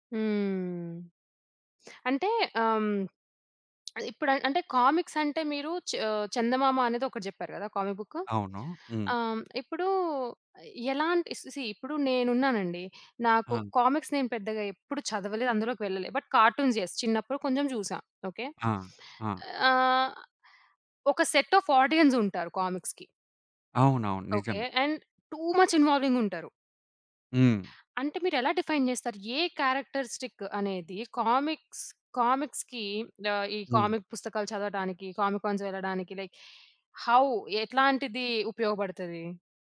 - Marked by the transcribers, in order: swallow; tapping; in English: "కామిక్స్"; in English: "సీ"; in English: "కామిక్స్"; in English: "బట్ కార్టూన్స్ యెస్"; sniff; in English: "సెట్ ఆఫ్ ఆర్డియన్స్"; in English: "కామిక్స్‌కి"; in English: "అండ్ టూ మచ్"; in English: "డిఫైన్"; in English: "క్యారెక్టరిస్టిక్"; in English: "కామిక్స్, కామిక్స్‌కి"; in English: "కామిక్"; in English: "కామికాన్స్"; in English: "లైక్ హౌ?"
- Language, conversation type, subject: Telugu, podcast, కామిక్స్ లేదా కార్టూన్‌లలో మీకు ఏది ఎక్కువగా నచ్చింది?